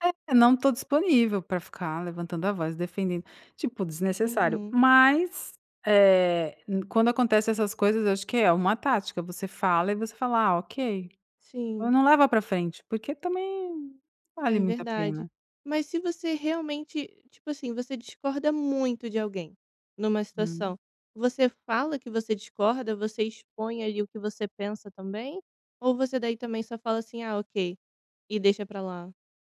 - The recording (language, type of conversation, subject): Portuguese, podcast, Como você costuma discordar sem esquentar a situação?
- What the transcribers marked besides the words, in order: none